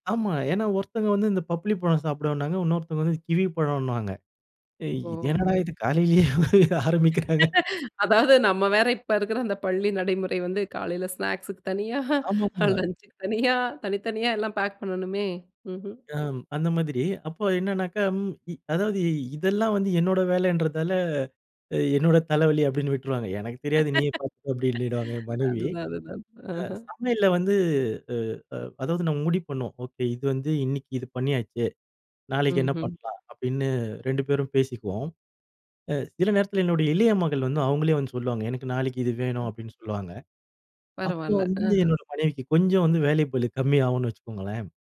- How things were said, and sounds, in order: laughing while speaking: "இது காலையிலயே ஆரம்பிக்கிறாங்க"; other background noise; laughing while speaking: "அதாவது, நம்ம வேற இப்ப இருக்குற … தனியா, லஞ்சுக்கு தனியா"; laugh
- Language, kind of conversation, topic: Tamil, podcast, வீட்டு வேலைகளை நீங்கள் எந்த முறையில் பகிர்ந்து கொள்கிறீர்கள்?